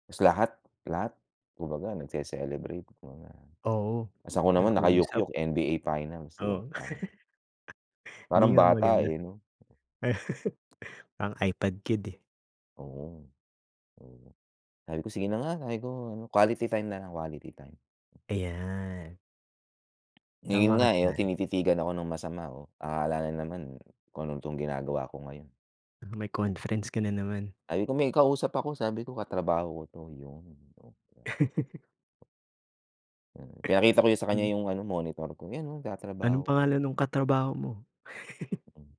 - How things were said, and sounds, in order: chuckle; chuckle; chuckle
- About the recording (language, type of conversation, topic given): Filipino, unstructured, Ano ang epekto ng teknolohiya sa ugnayan ng pamilya?